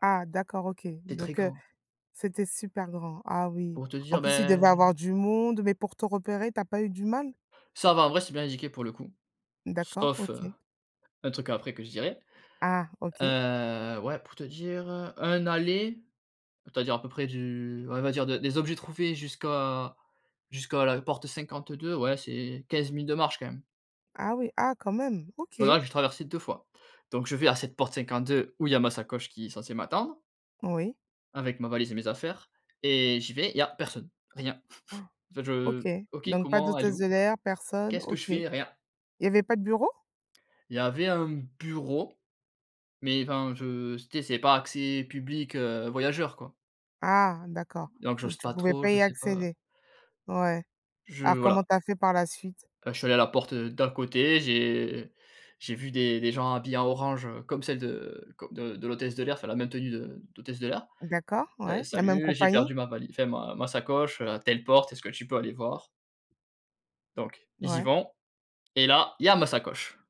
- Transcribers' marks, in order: stressed: "personne"; gasp; chuckle
- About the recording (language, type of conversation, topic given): French, podcast, As-tu déjà perdu tes bagages à l’aéroport ?